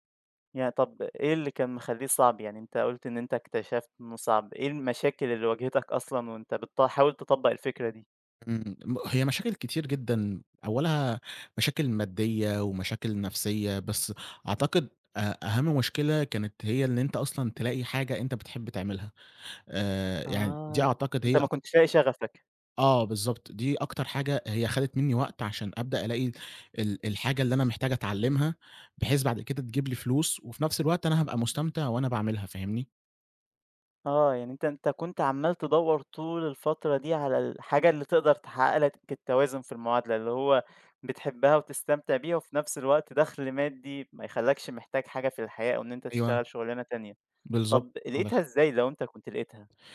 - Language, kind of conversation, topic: Arabic, podcast, إزاي بدأت مشروع الشغف بتاعك؟
- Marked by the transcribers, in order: tapping